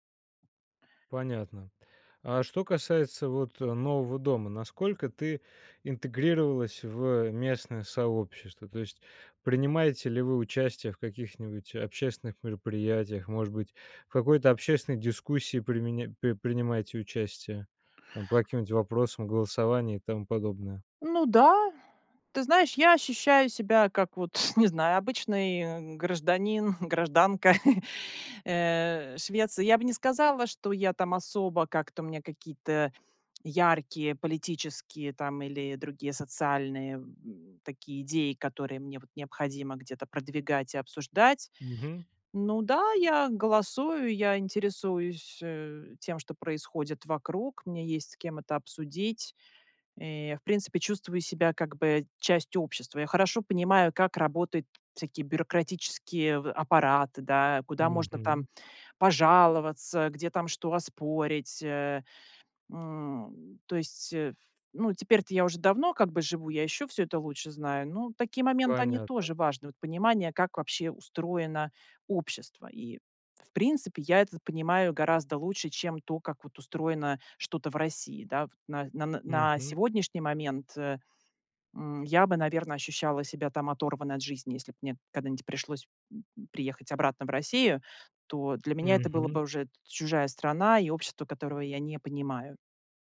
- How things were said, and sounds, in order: chuckle; chuckle; other noise
- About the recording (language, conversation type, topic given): Russian, podcast, Когда вам пришлось начать всё с нуля, что вам помогло?
- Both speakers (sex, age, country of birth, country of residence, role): female, 40-44, Russia, Sweden, guest; male, 30-34, Russia, Germany, host